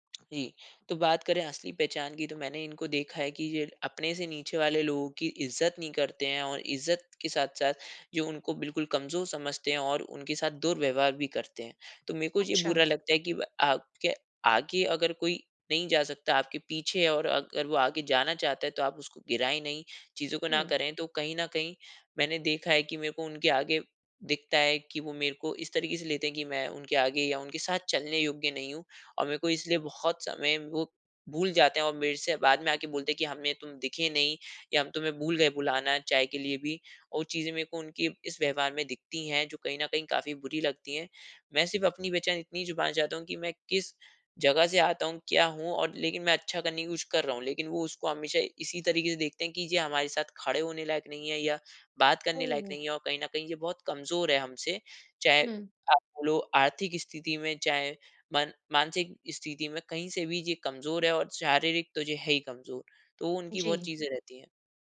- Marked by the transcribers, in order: none
- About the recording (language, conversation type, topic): Hindi, advice, आपको काम पर अपनी असली पहचान छिपाने से मानसिक थकान कब और कैसे महसूस होती है?